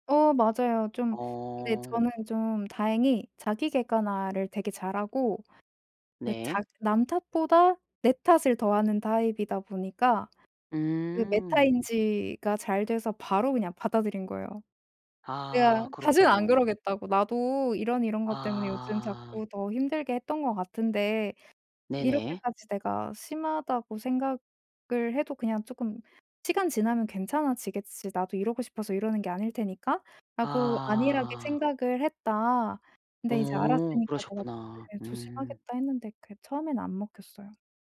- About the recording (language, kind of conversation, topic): Korean, podcast, 사랑이나 관계에서 배운 가장 중요한 교훈은 무엇인가요?
- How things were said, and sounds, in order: tapping; other background noise